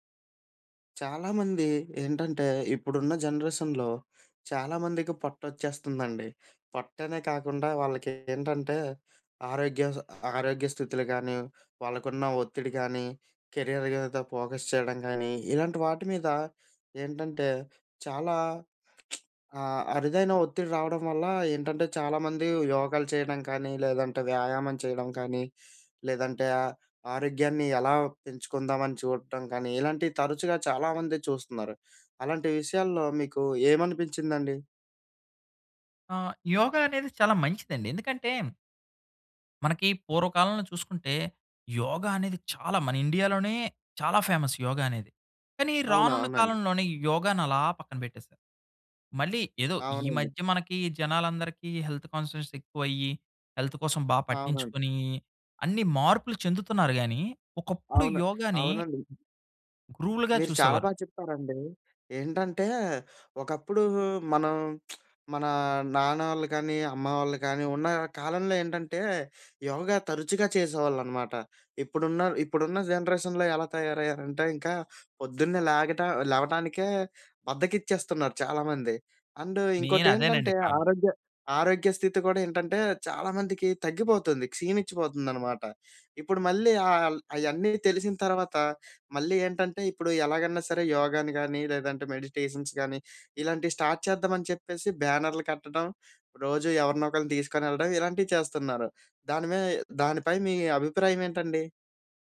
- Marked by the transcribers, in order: in English: "జనరేషన్‌లో"; in English: "కెరియర్"; in English: "ఫోకస్"; lip smack; in English: "ఫేమస్"; in English: "హెల్త్ కాన్షియస్"; in English: "హెల్త్"; in English: "రూల్‌గా"; lip smack; in English: "జనరేషన్‌లో"; in English: "అండ్"; in English: "మెయిన్"; in English: "మెడిటేషన్స్"; in English: "స్టార్ట్"
- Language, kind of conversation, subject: Telugu, podcast, యోగా చేసి చూడావా, అది నీకు ఎలా అనిపించింది?